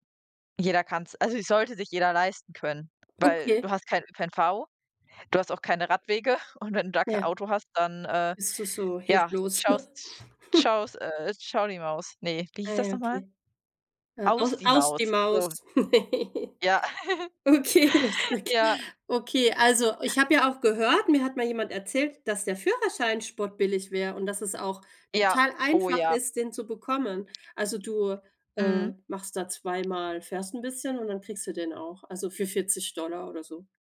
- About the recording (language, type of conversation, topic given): German, unstructured, Welche Tipps hast du, um im Alltag Geld zu sparen?
- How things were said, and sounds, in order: chuckle; other background noise; chuckle; giggle; laughing while speaking: "Okay, lustig"; giggle